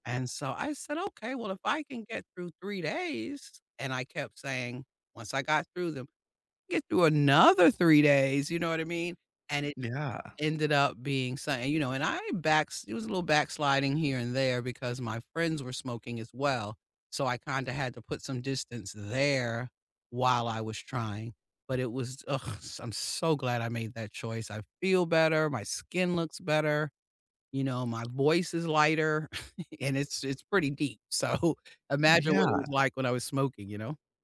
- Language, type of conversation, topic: English, unstructured, What helps you stay consistent with being more active, and what support helps most?
- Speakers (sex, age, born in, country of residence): female, 55-59, United States, United States; male, 25-29, United States, United States
- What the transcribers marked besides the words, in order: other background noise; stressed: "there"; chuckle; laughing while speaking: "So"